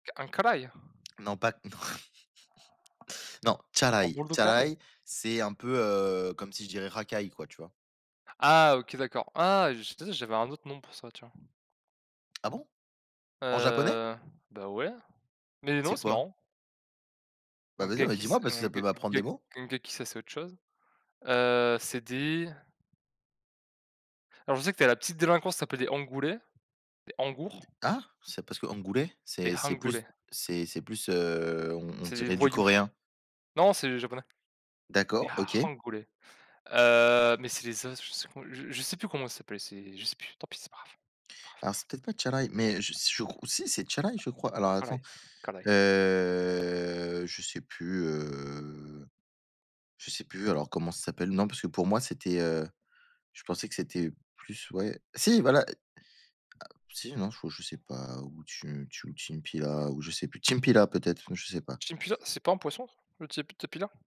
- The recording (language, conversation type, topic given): French, unstructured, Préférez-vous des vacances relaxantes ou des vacances actives ?
- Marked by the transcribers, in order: put-on voice: "Carai ?"; chuckle; laughing while speaking: "non"; chuckle; put-on voice: "Tsurai. Tsurai"; put-on voice: "bourdou, caraï"; put-on voice: "ongué ongué ongaki"; put-on voice: "Angoulé"; put-on voice: "Angour"; put-on voice: "angoulé"; put-on voice: "hangoulés"; put-on voice: "hangoulé"; put-on voice: "Tsurai"; tapping; put-on voice: "Caraï Caraï"; put-on voice: "Tsurai"; drawn out: "heu"; drawn out: "heu"